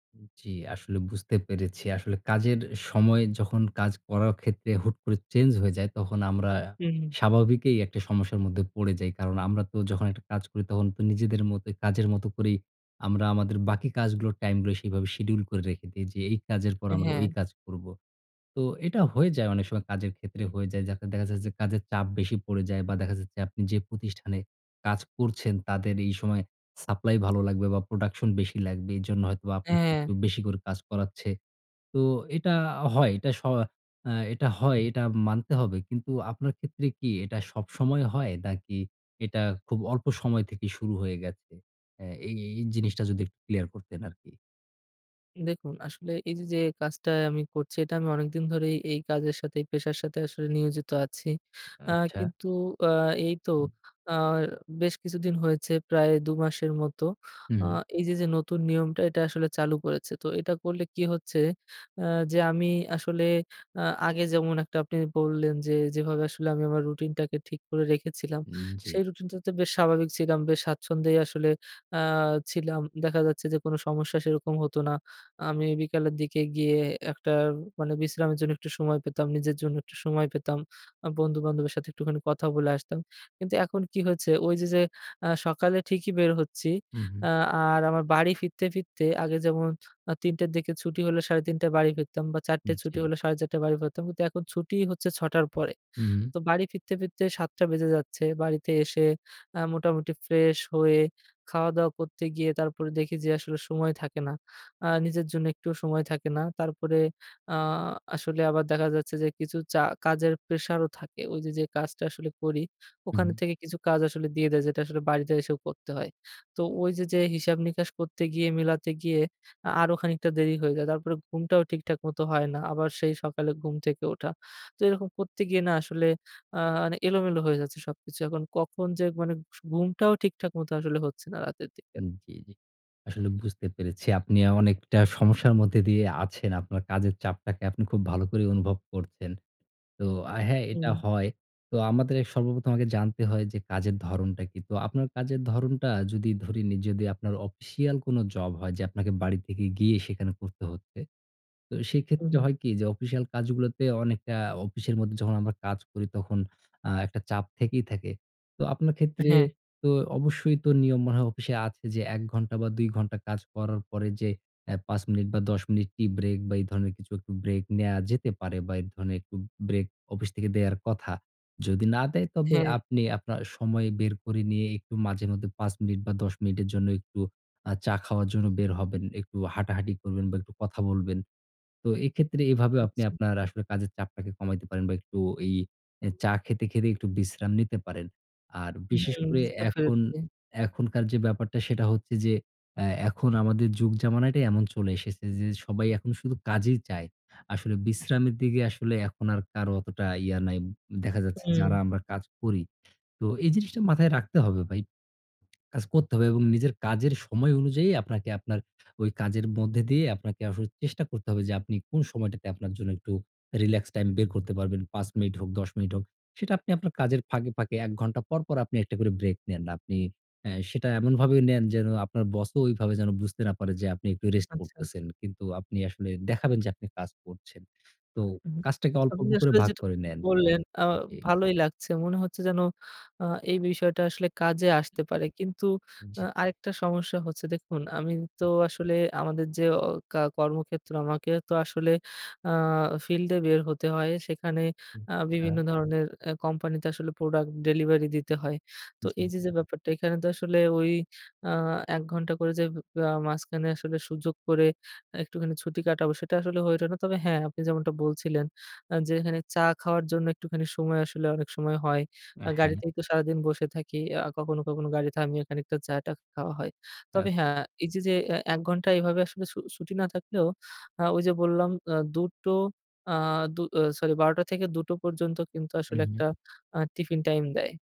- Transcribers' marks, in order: tsk; other noise; tapping
- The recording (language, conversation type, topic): Bengali, advice, আমি কীভাবে কাজ আর বিশ্রামের মধ্যে সঠিক ভারসাম্য ও সীমা বজায় রাখতে পারি?
- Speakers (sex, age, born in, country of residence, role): male, 25-29, Bangladesh, Bangladesh, user; male, 35-39, Bangladesh, Bangladesh, advisor